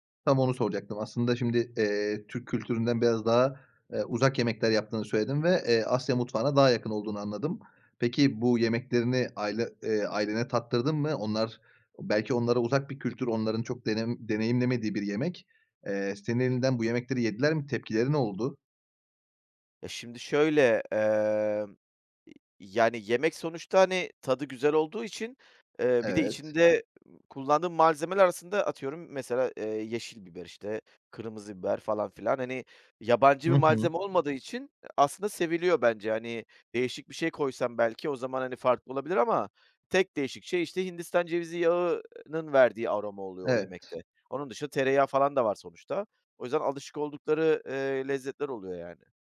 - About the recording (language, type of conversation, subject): Turkish, podcast, Çocukluğundaki en unutulmaz yemek anını anlatır mısın?
- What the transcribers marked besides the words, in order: other background noise